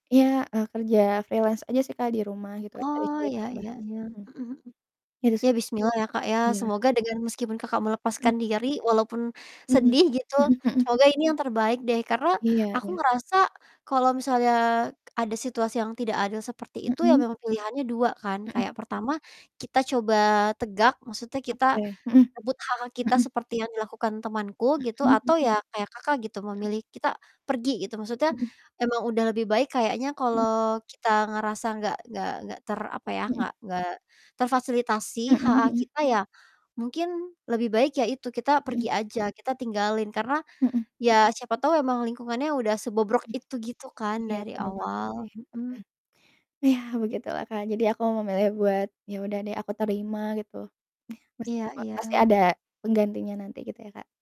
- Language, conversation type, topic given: Indonesian, unstructured, Bagaimana menurutmu jika pekerjaanmu tidak dihargai dengan layak?
- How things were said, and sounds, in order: in English: "freelance"; distorted speech